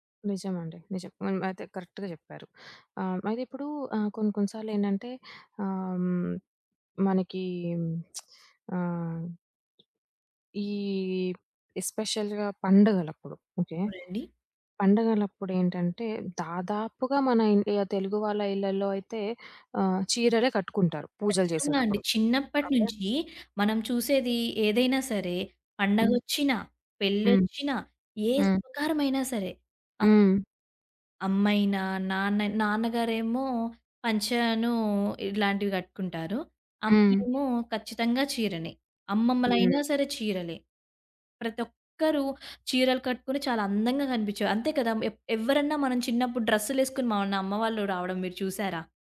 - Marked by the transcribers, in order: in English: "కరెక్ట్‌గా"; lip smack; other background noise; tapping; in English: "ఎస్పెషల్‌గా"
- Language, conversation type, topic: Telugu, podcast, మీకు శారీ లేదా కుర్తా వంటి సాంప్రదాయ దుస్తులు వేసుకుంటే మీ మనసులో ఎలాంటి భావాలు కలుగుతాయి?